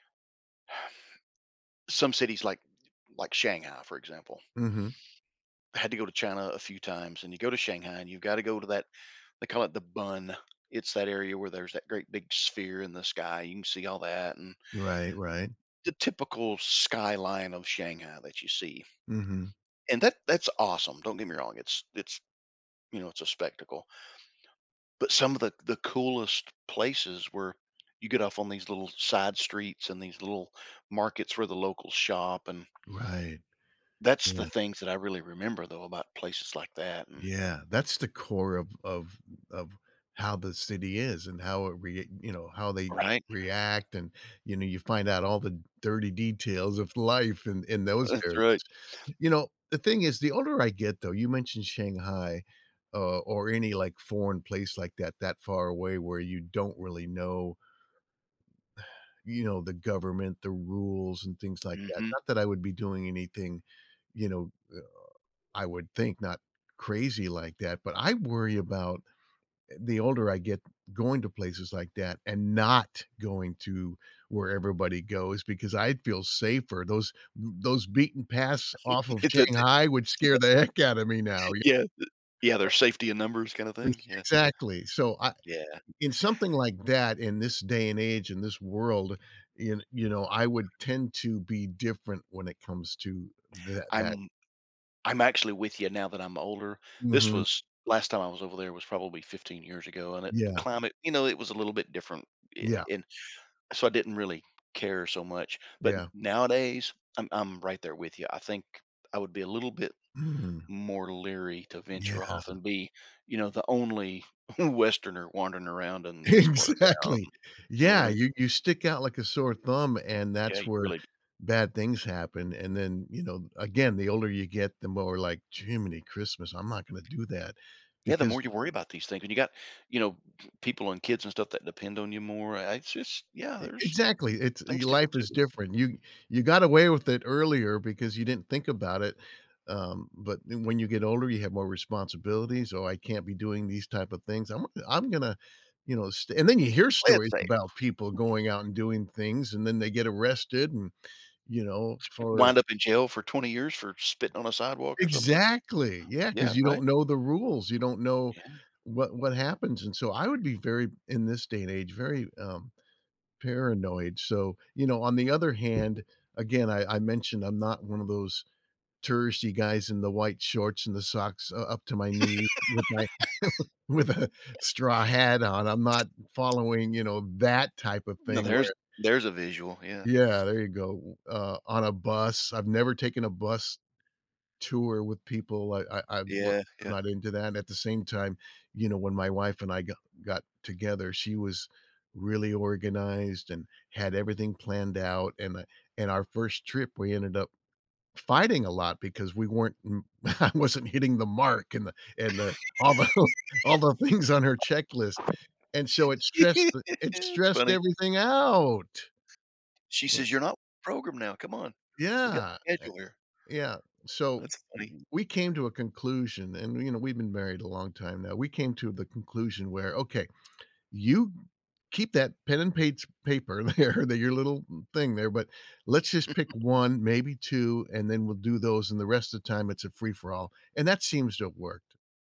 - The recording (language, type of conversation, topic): English, unstructured, How should I choose famous sights versus exploring off the beaten path?
- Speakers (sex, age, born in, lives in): male, 60-64, United States, United States; male, 65-69, United States, United States
- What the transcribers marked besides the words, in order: sigh; other background noise; sigh; tapping; stressed: "not"; chuckle; laughing while speaking: "heck"; unintelligible speech; laughing while speaking: "westerner"; laughing while speaking: "Exactly"; chuckle; chuckle; laugh; chuckle; laughing while speaking: "with a"; laughing while speaking: "I wasn't"; laugh; laughing while speaking: "all the"; laughing while speaking: "things"; stressed: "out"; laughing while speaking: "there"; chuckle